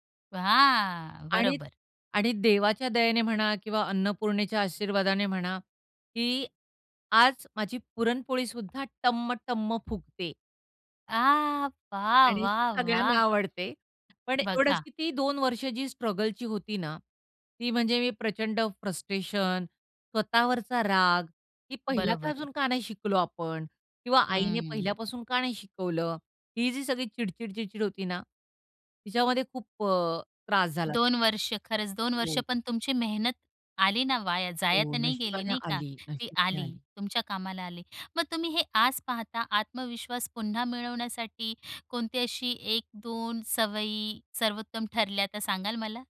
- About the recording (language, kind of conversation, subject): Marathi, podcast, अपयशानंतर तुम्ही आत्मविश्वास पुन्हा कसा मिळवला?
- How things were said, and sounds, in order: joyful: "वाह!"; tapping; joyful: "आह! वाह, वाह, वाह!"; joyful: "सगळ्यांना आवडते"; other noise; unintelligible speech